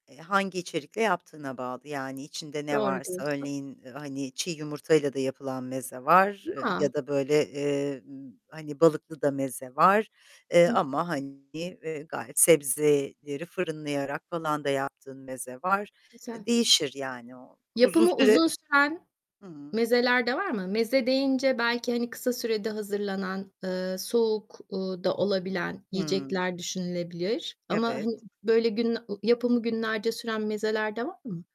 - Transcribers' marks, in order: static; tapping; distorted speech
- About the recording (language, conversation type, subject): Turkish, podcast, En sevdiğin ev yemeğini nasıl yaparsın?